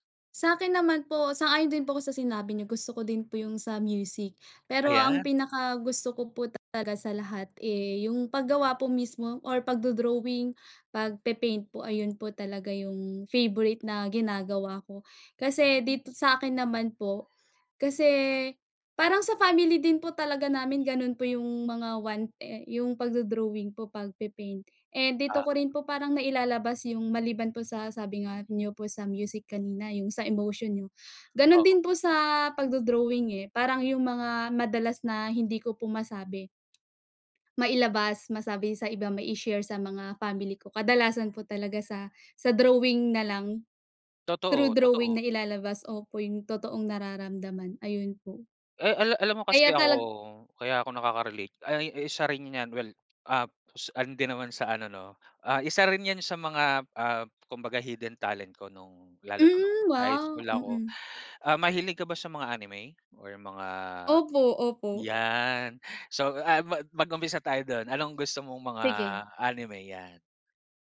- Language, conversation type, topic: Filipino, unstructured, Ano ang paborito mong klase ng sining at bakit?
- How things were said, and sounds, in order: other animal sound; tapping